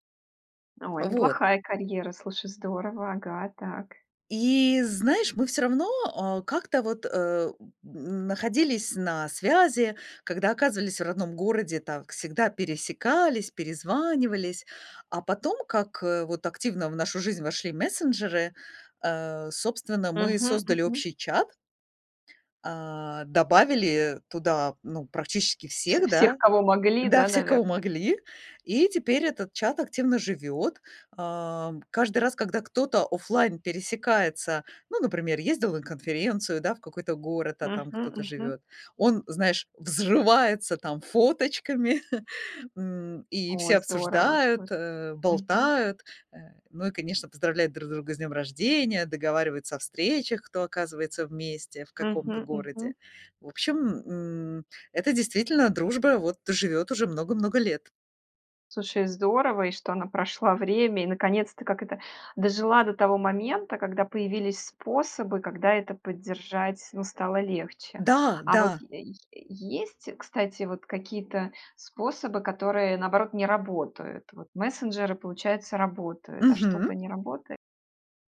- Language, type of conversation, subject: Russian, podcast, Как ты поддерживаешь старые дружеские отношения на расстоянии?
- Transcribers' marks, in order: chuckle